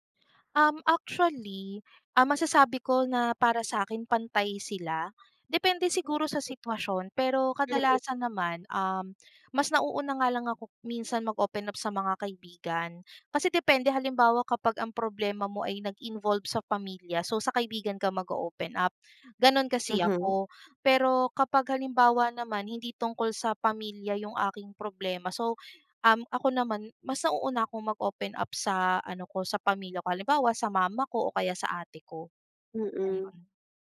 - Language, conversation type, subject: Filipino, podcast, Ano ang papel ng pamilya o mga kaibigan sa iyong kalusugan at kabutihang-pangkalahatan?
- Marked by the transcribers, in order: unintelligible speech; dog barking; other background noise